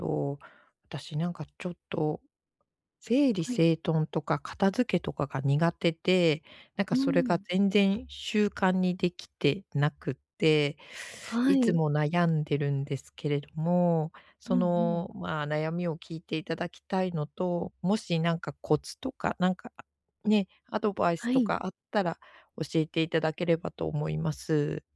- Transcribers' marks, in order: tapping
- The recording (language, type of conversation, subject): Japanese, advice, 家事や整理整頓を習慣にできない